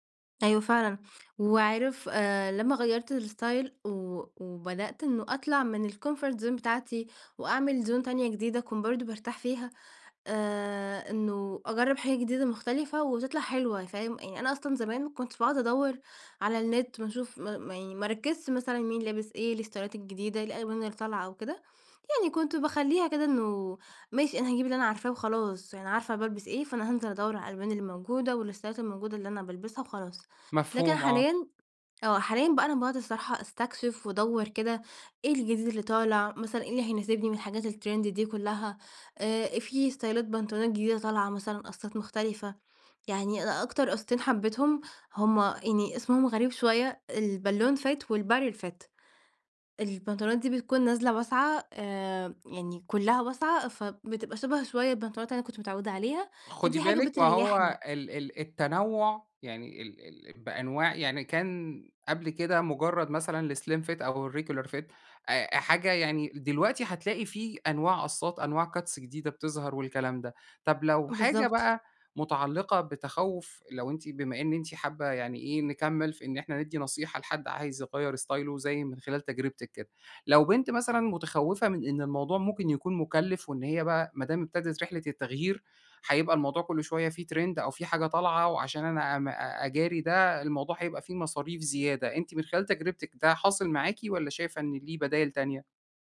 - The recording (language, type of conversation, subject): Arabic, podcast, إيه نصيحتك للي عايز يغيّر ستايله بس خايف يجرّب؟
- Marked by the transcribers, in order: in English: "الستايل"; in English: "الكومفورت زون"; in English: "زون"; in English: "الستايلات"; in English: "الستايلات"; in English: "الترند"; in English: "ستايلات"; in English: "البالون فِت"; in English: "الباريل فِت"; in English: "الاسليم فِت"; in English: "الريجيولار فِت"; in English: "cuts"; in English: "ستايله"; in English: "ترند"